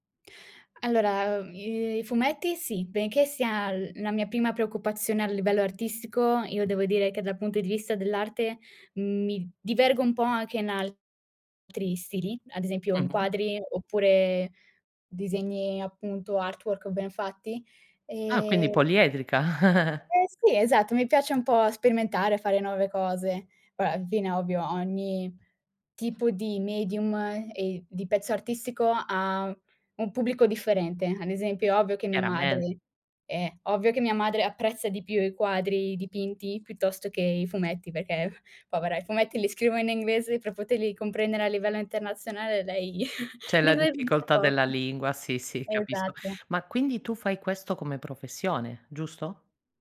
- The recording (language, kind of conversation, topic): Italian, podcast, Qual è il tuo stile personale e come è nato?
- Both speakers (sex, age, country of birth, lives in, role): female, 18-19, Romania, Italy, guest; female, 40-44, Italy, Italy, host
- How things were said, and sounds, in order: tapping; in English: "artwork"; giggle; other background noise; chuckle